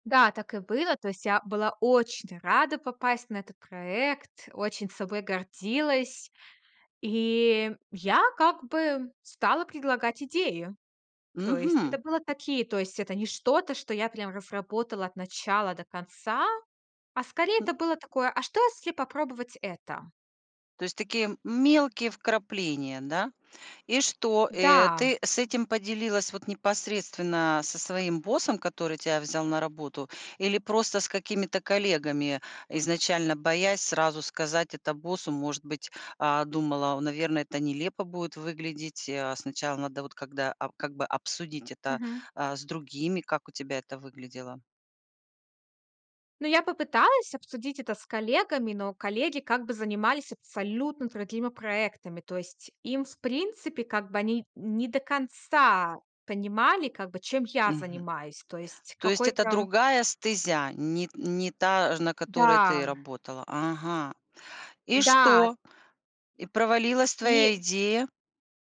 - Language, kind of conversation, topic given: Russian, podcast, Когда стоит делиться сырой идеей, а когда лучше держать её при себе?
- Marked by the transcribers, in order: tapping